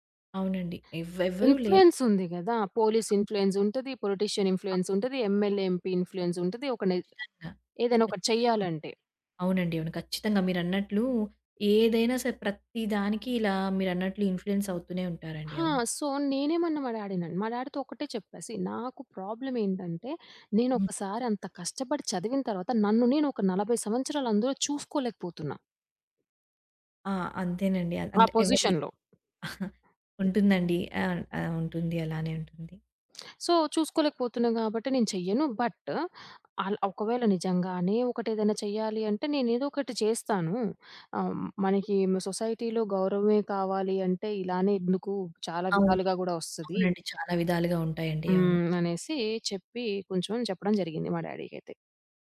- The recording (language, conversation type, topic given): Telugu, podcast, పిల్లల కెరీర్ ఎంపికపై తల్లిదండ్రుల ఒత్తిడి కాలక్రమంలో ఎలా మారింది?
- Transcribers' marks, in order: other background noise; in English: "ఇన్‌ఫ్లుయెన్స్"; in English: "పొలిటీషియన్"; in English: "ఎంఎల్ఏ, ఎంపీ"; in English: "ఇన్‌ఫ్లుయెన్స్"; in English: "సో"; in English: "డ్యాడీతో"; in English: "సీ"; in English: "ప్రాబ్లమ్"; in English: "పొజిషన్‌లో"; tapping; chuckle; lip smack; in English: "సో"; in English: "బట్"; in English: "సొసైటీ‌లో"; in English: "డ్యాడీకైతే"